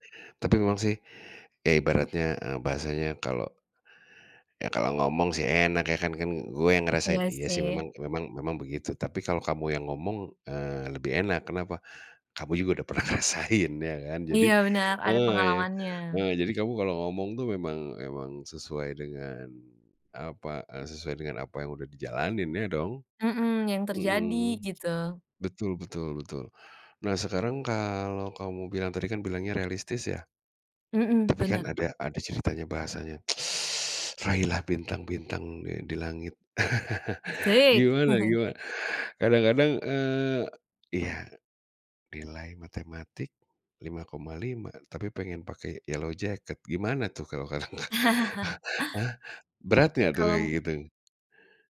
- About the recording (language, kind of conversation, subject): Indonesian, podcast, Pernahkah kamu mengalami kegagalan dan belajar dari pengalaman itu?
- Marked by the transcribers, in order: laughing while speaking: "ngerasain"; other background noise; teeth sucking; laugh; chuckle; in English: "yellow jacket"; chuckle; laugh